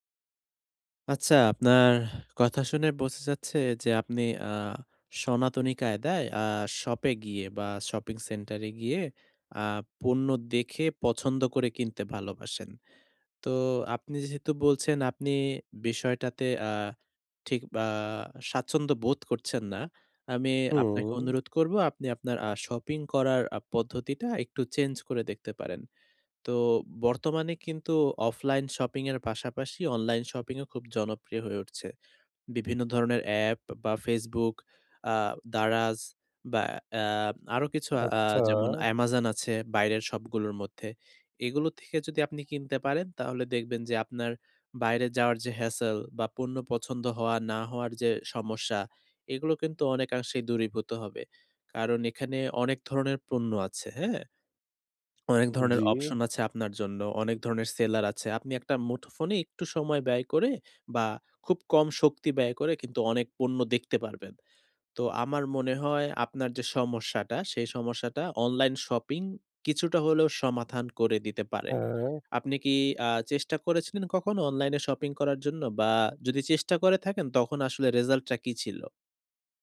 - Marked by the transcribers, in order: "ভালোবাসেন" said as "বালোবাসেন"; drawn out: "হুম"; tapping
- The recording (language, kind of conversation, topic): Bengali, advice, শপিং করার সময় আমি কীভাবে সহজে সঠিক পণ্য খুঁজে নিতে পারি?